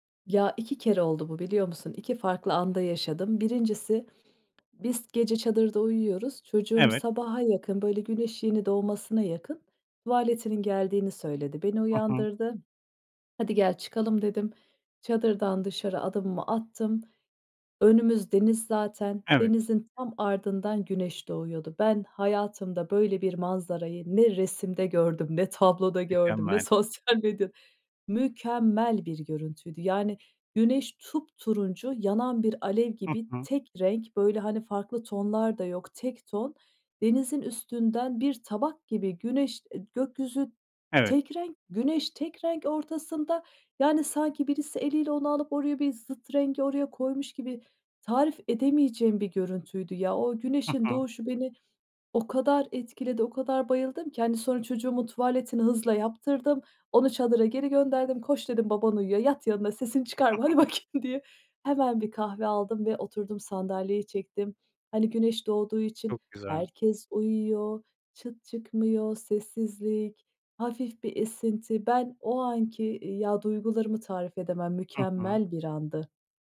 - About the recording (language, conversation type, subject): Turkish, podcast, Doğayla ilgili en unutamadığın anını anlatır mısın?
- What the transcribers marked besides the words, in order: tapping; other background noise; "tuvaletinin" said as "tuvağletinin"; stressed: "Mükemmel"; "tuvaletini" said as "tuvağletini"; giggle